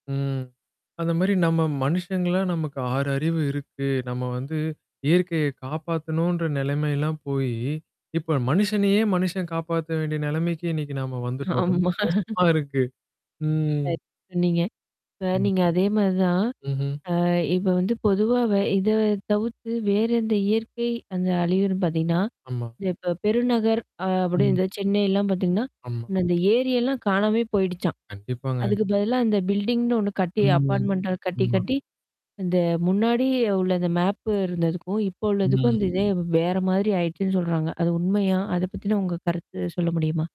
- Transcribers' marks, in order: laughing while speaking: "ஆமா"; distorted speech; unintelligible speech; in English: "பில்டிங்னு"; in English: "அப்பார்ட்மென்ண்ட்ட"
- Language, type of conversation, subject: Tamil, podcast, இயற்கையைப் பாதிக்கும் தீய பழக்கங்களை நாம் எப்படிப் போக்கி நல்ல பழக்கங்களாக மாற்ற முயற்சி செய்யலாம்?